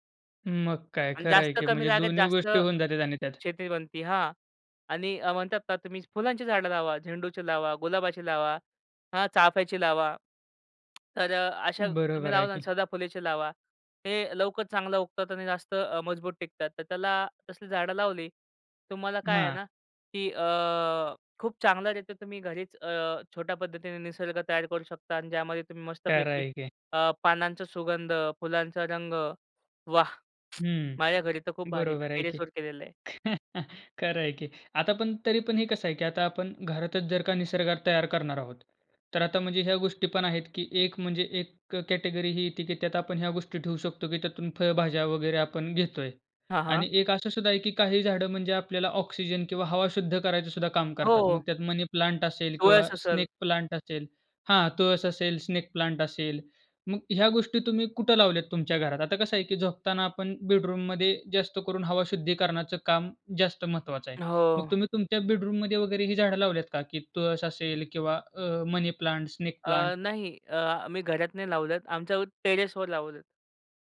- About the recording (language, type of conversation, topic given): Marathi, podcast, घरात साध्या उपायांनी निसर्गाविषयीची आवड कशी वाढवता येईल?
- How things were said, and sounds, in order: tapping; lip smack; in English: "टेरेसवर"; chuckle; in English: "कॅटेगरी"; in English: "टेरेसवर"